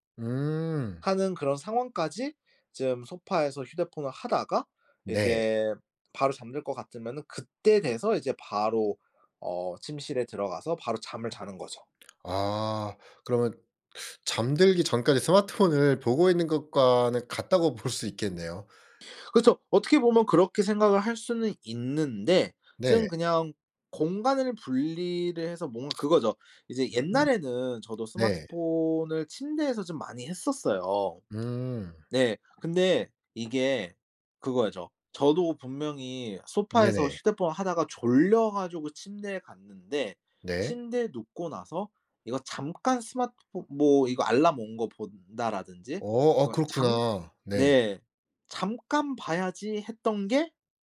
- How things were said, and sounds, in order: teeth sucking; laughing while speaking: "볼"; other background noise; tapping
- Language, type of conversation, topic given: Korean, podcast, 취침 전에 스마트폰 사용을 줄이려면 어떻게 하면 좋을까요?